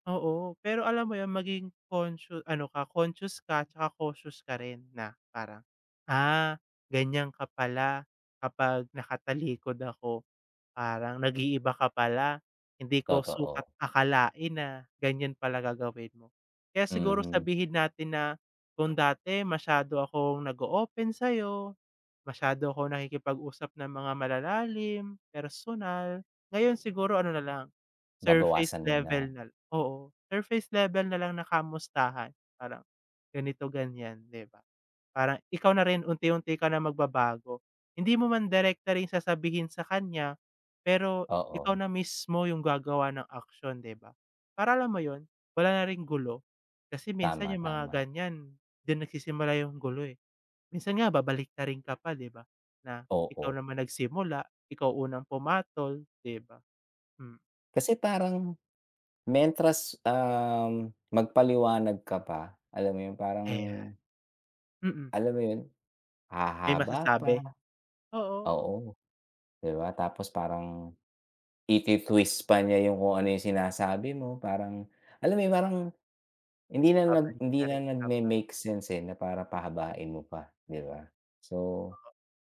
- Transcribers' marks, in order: none
- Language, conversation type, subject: Filipino, unstructured, Paano mo hinaharap ang mga taong hindi tumatanggap sa iyong pagkatao?